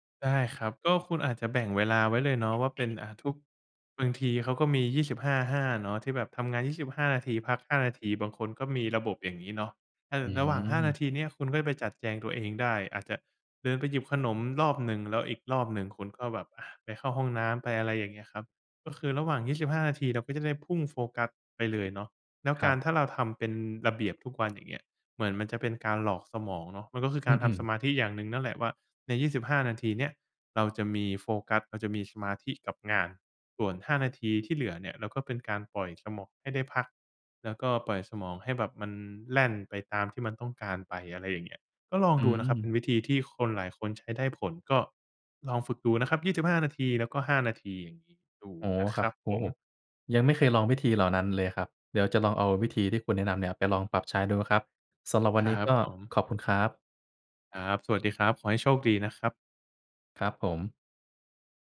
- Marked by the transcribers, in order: other background noise; other noise; laughing while speaking: "โอ้"
- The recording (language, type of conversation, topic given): Thai, advice, อยากฝึกสมาธิทุกวันแต่ทำไม่ได้ต่อเนื่อง